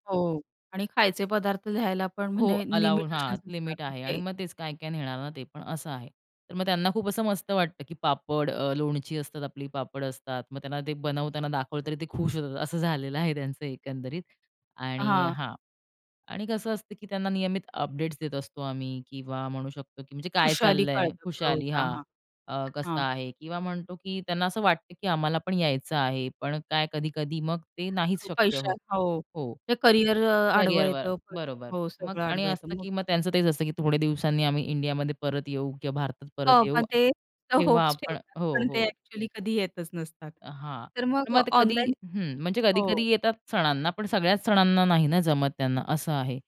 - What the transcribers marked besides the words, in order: in English: "अलाऊ"; in English: "लिमिटेशन्स"; in English: "अपडेट्स"; in English: "होप्स"
- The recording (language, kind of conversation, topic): Marathi, podcast, कुटुंबाशी संपर्कात राहणे इंटरनेटद्वारे अधिक सोपे होते का?